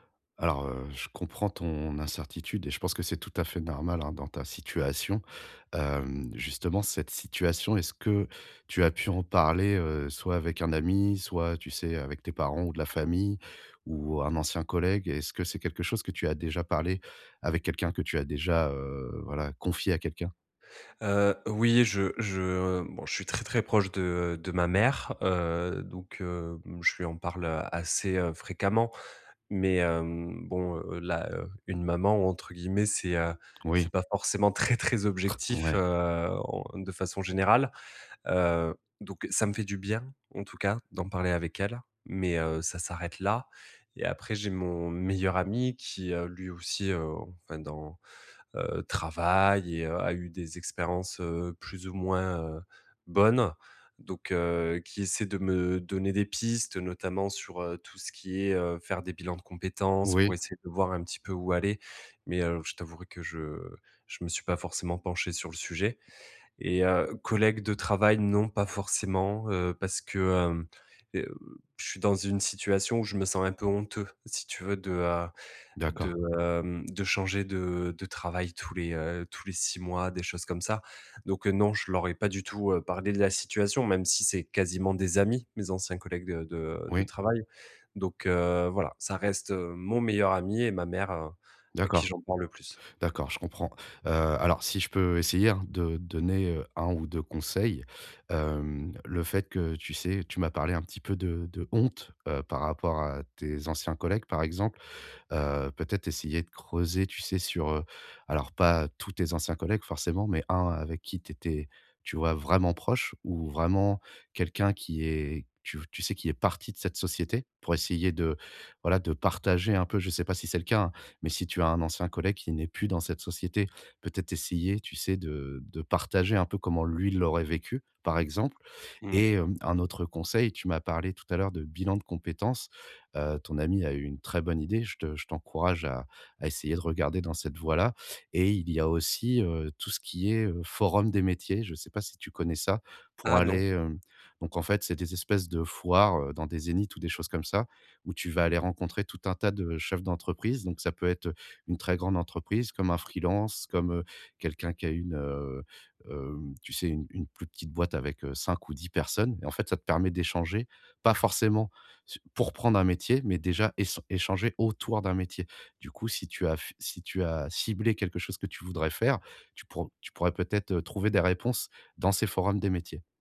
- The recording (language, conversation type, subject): French, advice, Comment puis-je mieux gérer mon anxiété face à l’incertitude ?
- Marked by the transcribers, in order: other background noise; stressed: "très très"; throat clearing; tapping; stressed: "amis"; stressed: "honte"; stressed: "vraiment"; stressed: "autour"